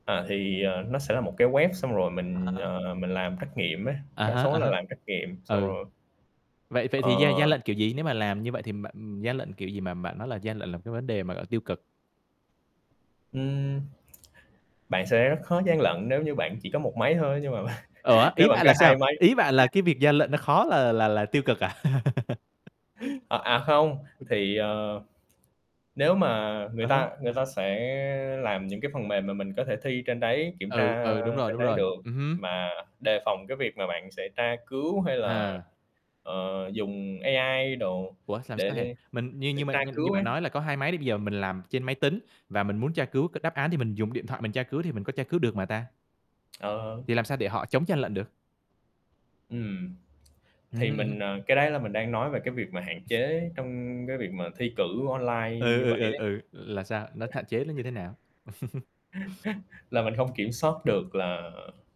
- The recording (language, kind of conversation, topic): Vietnamese, unstructured, Bạn nghĩ giáo dục trong tương lai sẽ thay đổi như thế nào nhờ công nghệ?
- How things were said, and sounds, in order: static; other background noise; distorted speech; tapping; laughing while speaking: "mà"; chuckle; chuckle; laugh; chuckle; "hạn" said as "thạn"; laugh